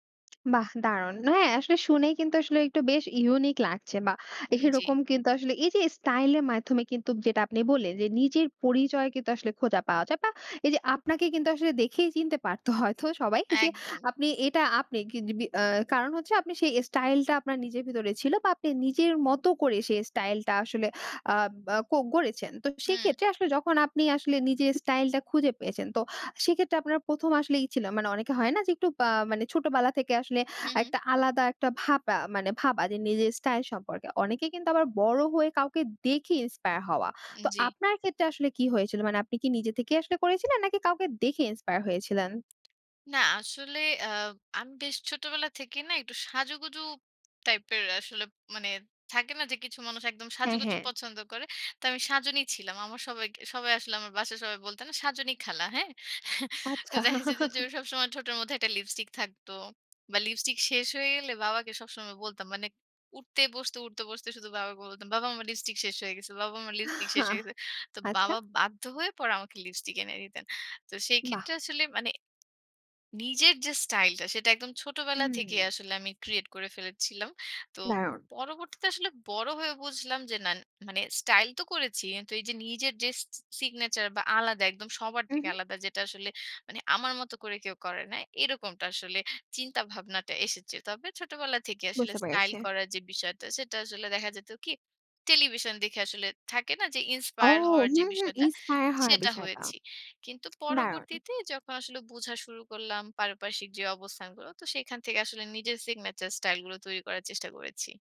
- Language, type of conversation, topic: Bengali, podcast, নিজের আলাদা স্টাইল খুঁজে পেতে আপনি কী কী ধাপ নিয়েছিলেন?
- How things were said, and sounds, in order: laughing while speaking: "হয়তো সবাই"; in English: "ইন্সপায়ার"; tapping; chuckle; laughing while speaking: "আচ্ছা"; in English: "ইন্সপায়ার"; lip smack